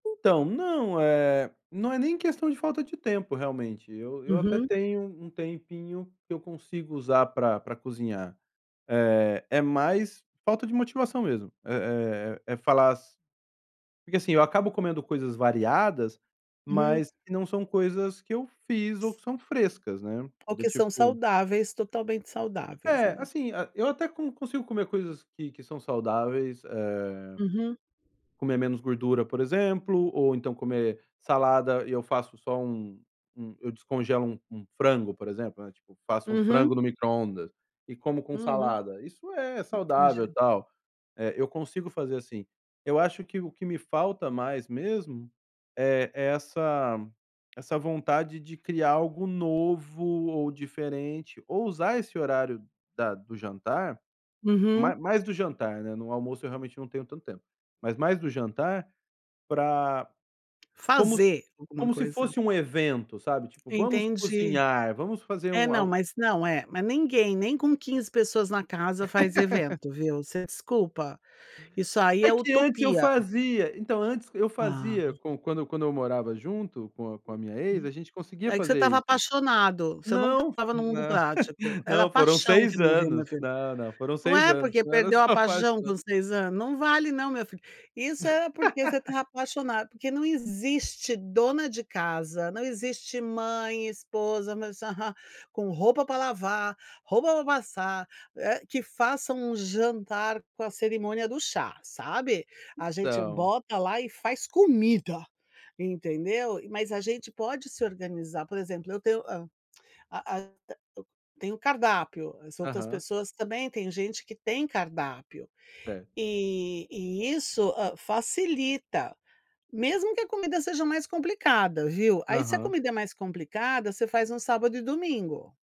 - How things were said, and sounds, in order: other background noise; tapping; laugh; laugh; unintelligible speech; laughing while speaking: "era só a paixão"; laugh; stressed: "comida"
- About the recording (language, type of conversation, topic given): Portuguese, advice, Como posso recuperar a motivação para cozinhar refeições saudáveis?